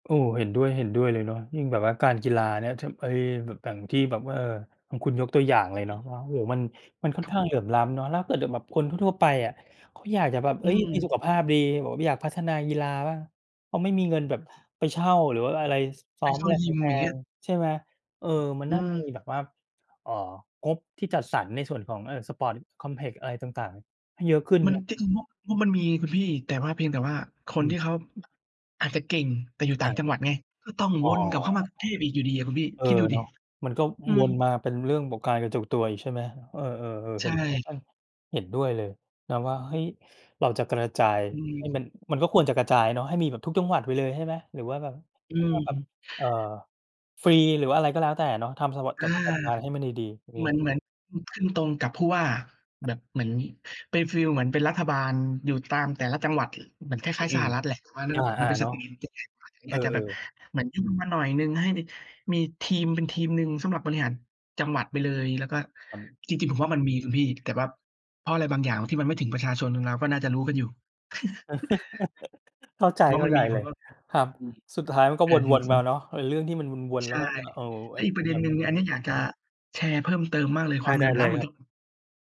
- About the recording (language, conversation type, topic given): Thai, unstructured, รัฐบาลควรทำอย่างไรเพื่อแก้ไขปัญหาความเหลื่อมล้ำ?
- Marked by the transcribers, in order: other background noise; tapping; laugh; chuckle; in English: "เพาว์เออร์"